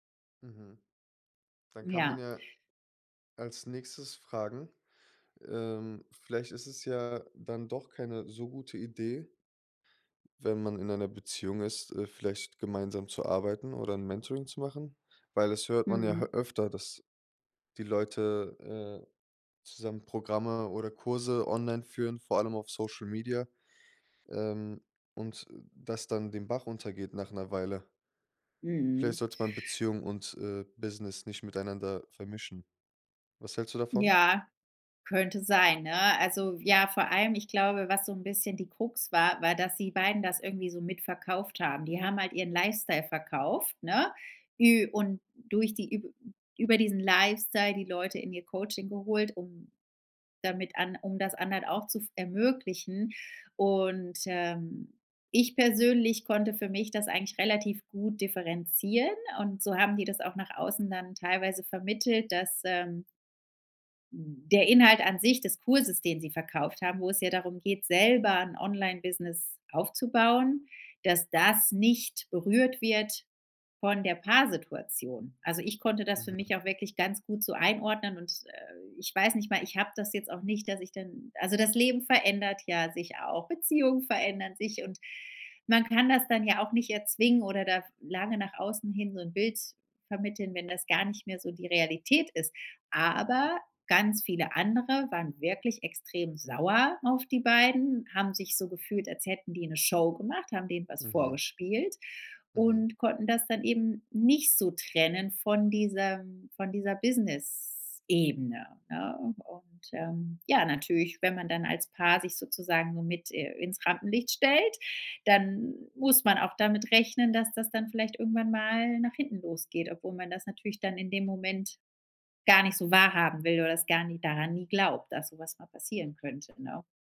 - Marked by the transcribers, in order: other background noise; other noise; stressed: "Lifestyle"; drawn out: "Und"; stressed: "selber"; stressed: "Aber"; stressed: "sauer"; stressed: "nicht"
- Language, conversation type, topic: German, podcast, Welche Rolle spielt Vertrauen in Mentoring-Beziehungen?